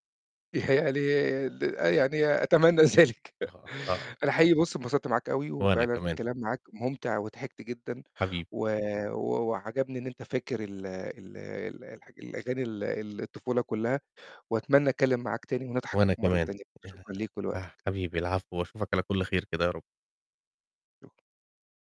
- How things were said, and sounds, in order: laughing while speaking: "يعني ال آه، يعني أتمنى ذلك"; chuckle; unintelligible speech; tapping
- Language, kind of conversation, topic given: Arabic, podcast, إيه الأغنية اللي بترجع لك ذكريات الطفولة؟